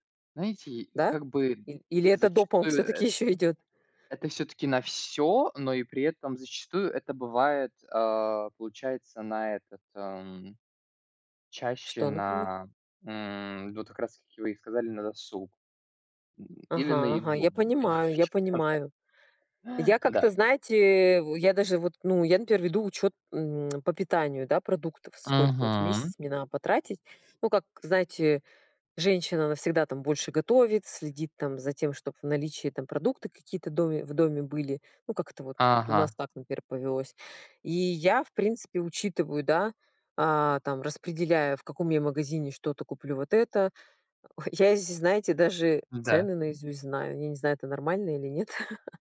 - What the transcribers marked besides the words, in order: grunt; tapping; unintelligible speech; laugh; tsk; drawn out: "Мгм"; laugh
- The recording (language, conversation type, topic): Russian, unstructured, Как вы обычно планируете бюджет на месяц?